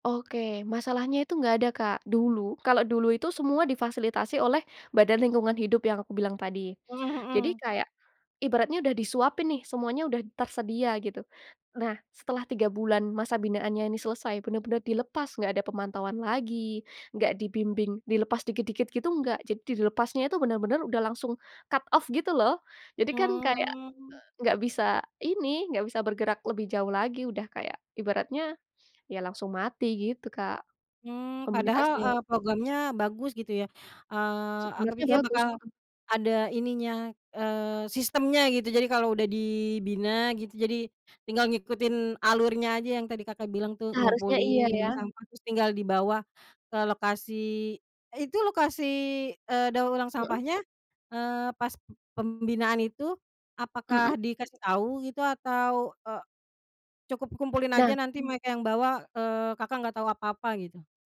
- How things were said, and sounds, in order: in English: "cut off"
- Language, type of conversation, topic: Indonesian, podcast, Apa pandanganmu tentang sampah plastik di sekitar kita?